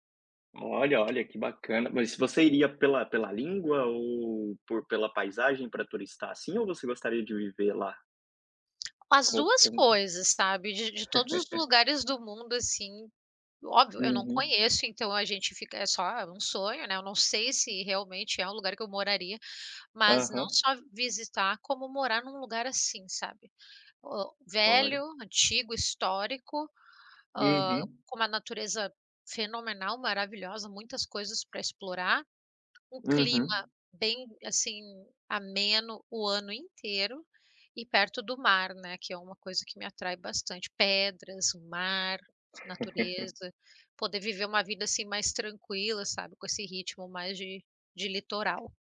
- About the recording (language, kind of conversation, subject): Portuguese, unstructured, Qual lugar no mundo você sonha em conhecer?
- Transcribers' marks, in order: tapping; laugh; laugh